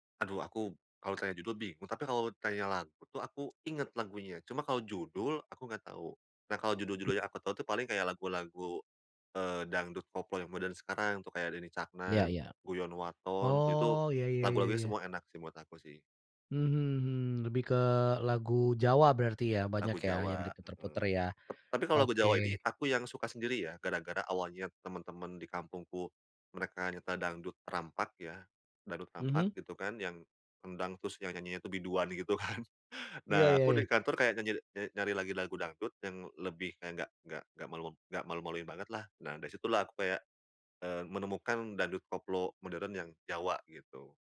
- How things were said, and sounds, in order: tapping; laughing while speaking: "gitu kan"
- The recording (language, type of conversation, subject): Indonesian, podcast, Bagaimana budaya kampungmu memengaruhi selera musikmu?
- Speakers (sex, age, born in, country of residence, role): male, 30-34, Indonesia, Indonesia, guest; male, 35-39, Indonesia, Indonesia, host